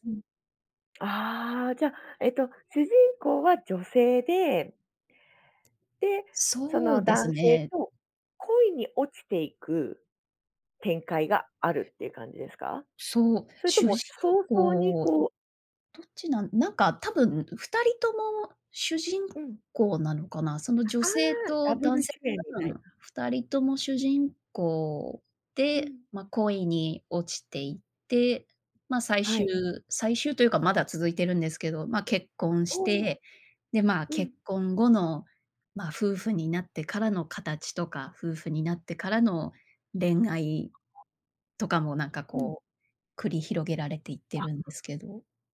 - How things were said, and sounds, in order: other noise
- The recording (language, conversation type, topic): Japanese, podcast, 最近ハマっているドラマは、どこが好きですか？